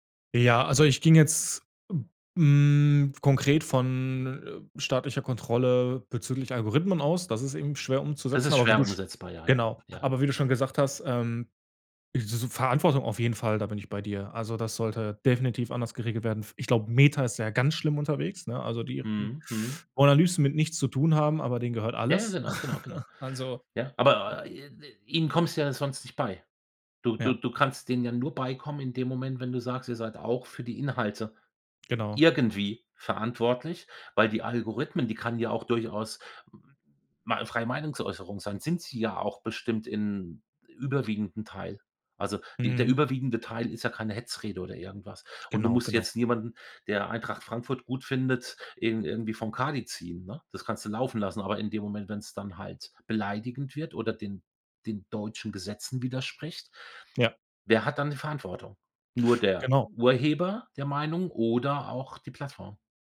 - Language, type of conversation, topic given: German, podcast, Wie können Algorithmen unsere Meinungen beeinflussen?
- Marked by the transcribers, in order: other noise; unintelligible speech; chuckle